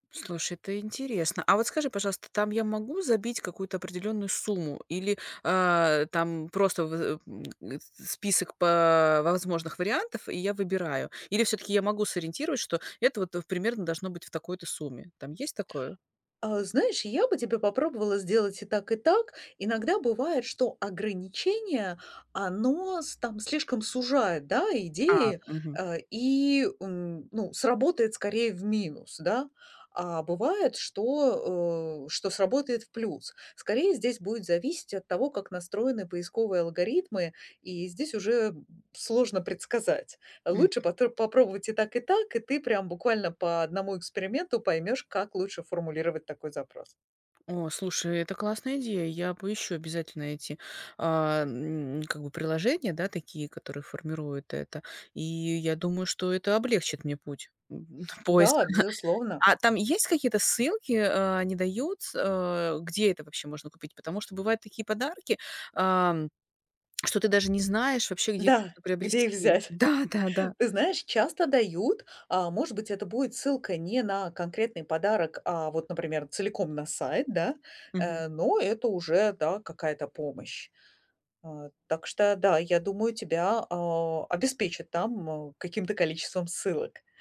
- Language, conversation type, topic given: Russian, advice, Где искать идеи для оригинального подарка другу и на что ориентироваться при выборе?
- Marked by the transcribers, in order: tapping